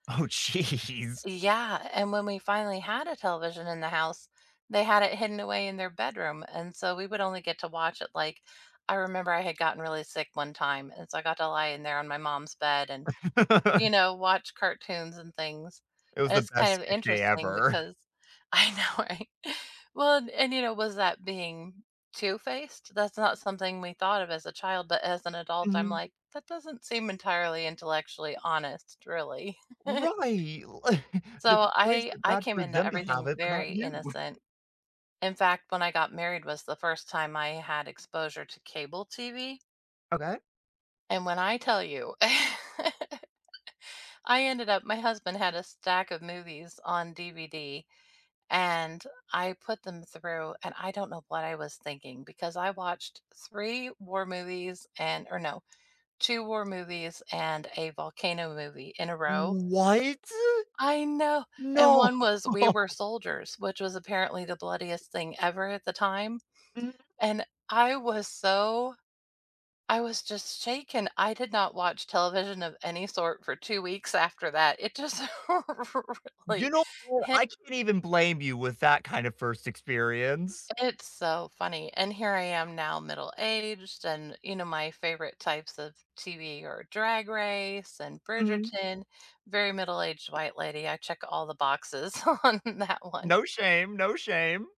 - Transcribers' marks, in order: laughing while speaking: "Oh, jeez"; laugh; chuckle; laughing while speaking: "I know, right?"; chuckle; laughing while speaking: "li d"; laughing while speaking: "you?"; laugh; drawn out: "What?!"; surprised: "What?!"; laughing while speaking: "No"; laughing while speaking: "just really"; laughing while speaking: "on that one"
- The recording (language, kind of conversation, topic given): English, unstructured, How has your taste in entertainment evolved over the years, and what experiences have shaped it?